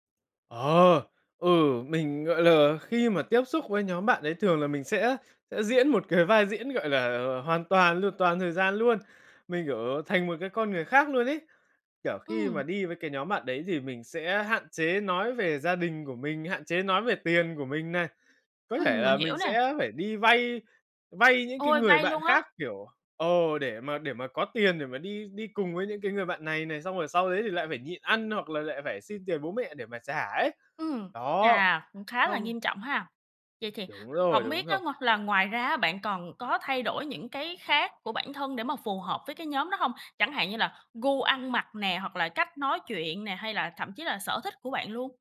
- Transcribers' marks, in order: tapping; other background noise
- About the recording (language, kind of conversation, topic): Vietnamese, advice, Bạn có thường cảm thấy mình phải giả tạo để được nhóm bạn chấp nhận không?